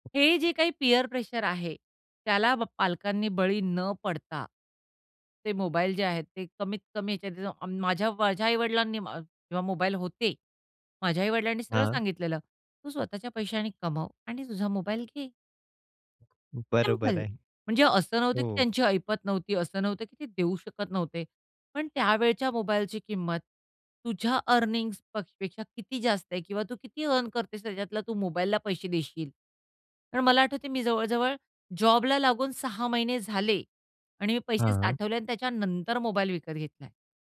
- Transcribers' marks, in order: other background noise; in English: "पियर प्रेशर"
- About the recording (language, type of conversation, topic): Marathi, podcast, लहान मुलांसाठी स्क्रीन वापराचे नियम तुम्ही कसे ठरवता?